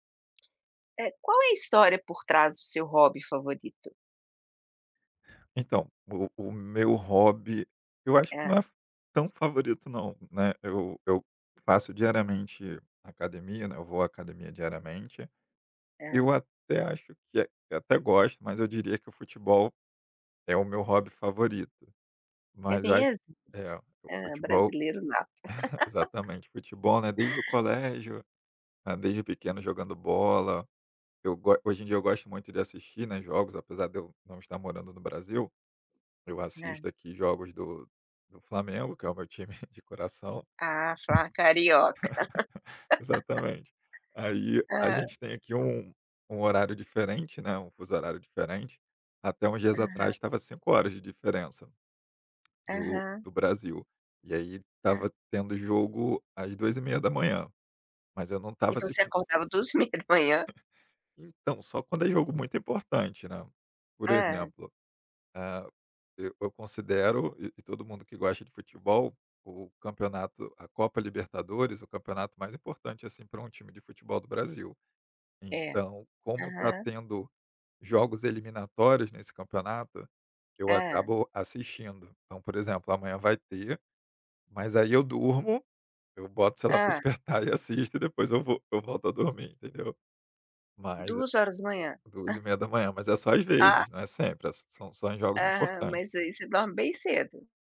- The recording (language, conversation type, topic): Portuguese, podcast, Qual é a história por trás do seu hobby favorito?
- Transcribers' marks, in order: tapping; chuckle; other background noise; laugh; laughing while speaking: "time"; unintelligible speech; laugh; laugh; chuckle; laughing while speaking: "duas e meia da manhã?"; laughing while speaking: "pra despertar e assisto e depois eu vou eu volto a dormir"; chuckle